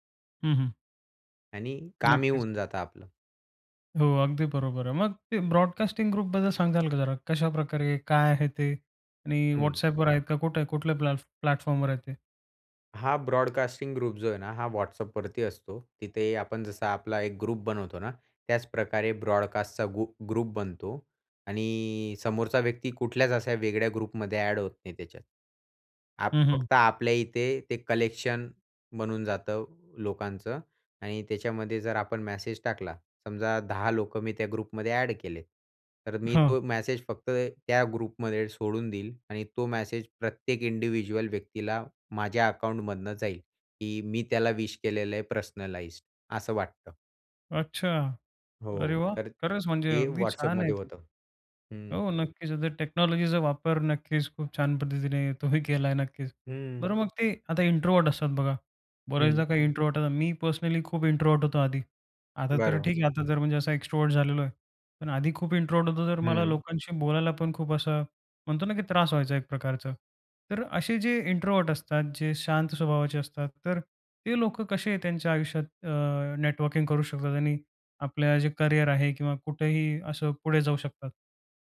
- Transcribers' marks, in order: tapping; in English: "ब्रॉडकास्टिंग ग्रुपबद्दल"; in English: "प्लॅटफ् प्लॅटफॉर्मवर"; in English: "ब्रॉडकास्टिंग ग्रुप"; in English: "ग्रुप"; in English: "ग्रुप"; in English: "ग्रुपमध्ये"; in English: "ग्रुपमध्ये"; in English: "ग्रुपमध्ये"; in English: "पर्सनलाइज्ड"; in English: "टेक्नॉलॉजीचा"; laughing while speaking: "तुम्ही केला"; in English: "इंट्रोव्हर्ट"; in English: "इंट्रोव्हर्ट"; in English: "इंट्रोव्हर्ट"; in English: "एक्स्ट्रोव्हर्ट"; in English: "इंट्रोव्हर्ट"; in English: "इंट्रोव्हर्ट"
- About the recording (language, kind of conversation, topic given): Marathi, podcast, नेटवर्किंगमध्ये सुरुवात कशी करावी?